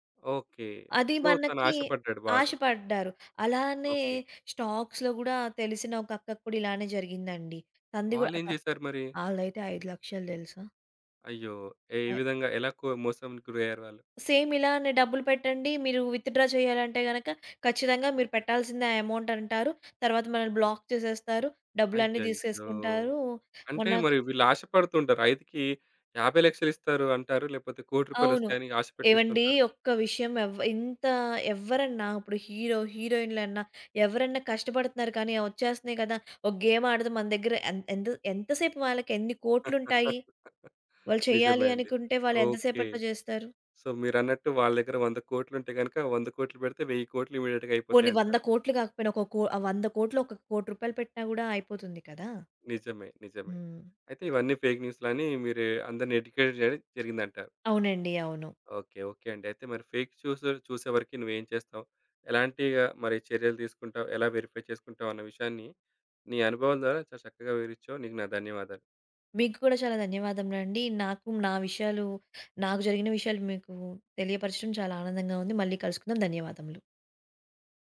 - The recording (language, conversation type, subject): Telugu, podcast, ఫేక్ న్యూస్ కనిపిస్తే మీరు ఏమి చేయాలని అనుకుంటారు?
- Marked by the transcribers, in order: in English: "సో"; in English: "స్టాక్స్‌లో"; in English: "సేమ్"; in English: "విత్‌డ్రా"; in English: "ఎమౌంట్"; in English: "బ్లాక్"; in English: "గేమ్"; chuckle; in English: "సో"; in English: "ఇమ్మీడియేట్‌గా"; in English: "ఫేక్ న్యూస్‌లని"; in English: "ఎడ్యుకేట్"; in English: "ఫేక్"; in English: "వెరిఫై"